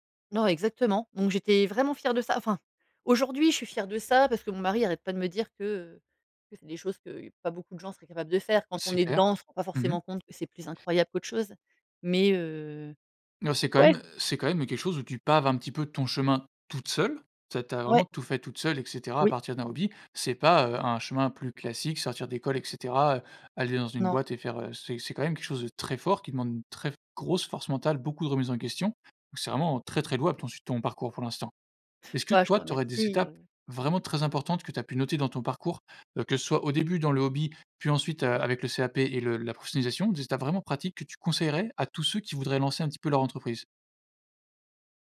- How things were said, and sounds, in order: other background noise; stressed: "toute seule"
- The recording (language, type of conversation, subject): French, podcast, Comment transformer une compétence en un travail rémunéré ?